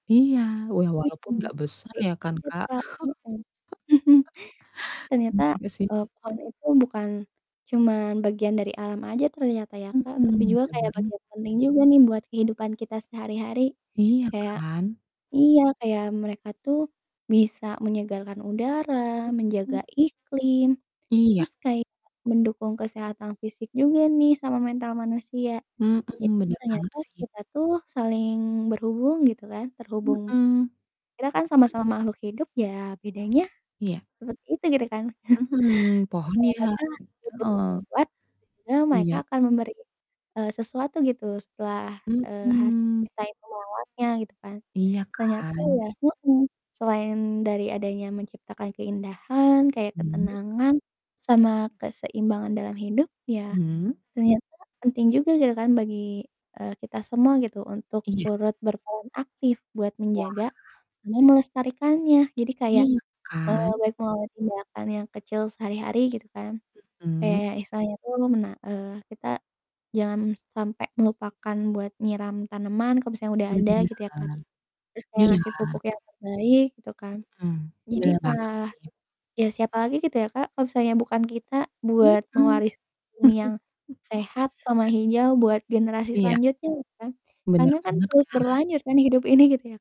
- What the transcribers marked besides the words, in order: distorted speech; unintelligible speech; chuckle; laugh; static; other background noise; chuckle; unintelligible speech; laugh
- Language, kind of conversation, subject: Indonesian, unstructured, Menurutmu, mengapa pohon penting bagi kehidupan kita?